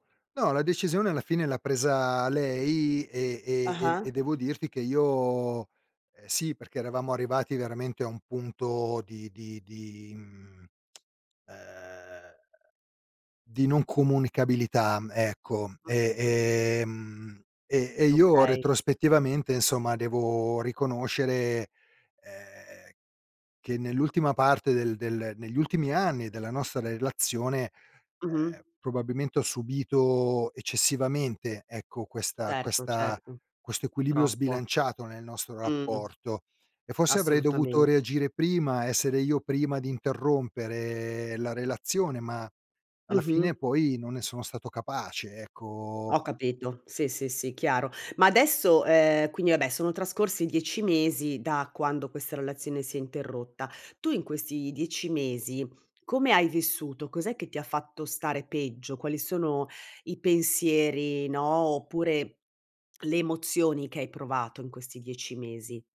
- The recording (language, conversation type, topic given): Italian, advice, Come posso recuperare l’autostima dopo una relazione tossica?
- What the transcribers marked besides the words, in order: lip smack